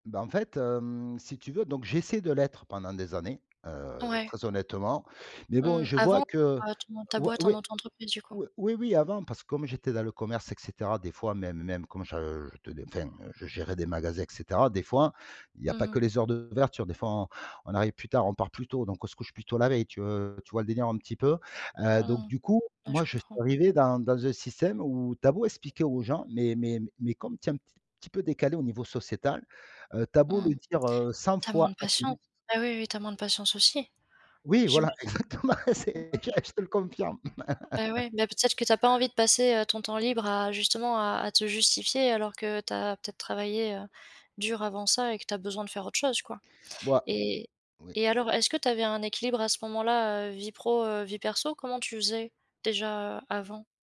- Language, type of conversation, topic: French, podcast, Comment trouves-tu l’équilibre entre le travail et ta vie personnelle ?
- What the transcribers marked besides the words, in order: other background noise; laughing while speaking: "exactement, c'est j ah, je te le confirme"; unintelligible speech; laugh; tapping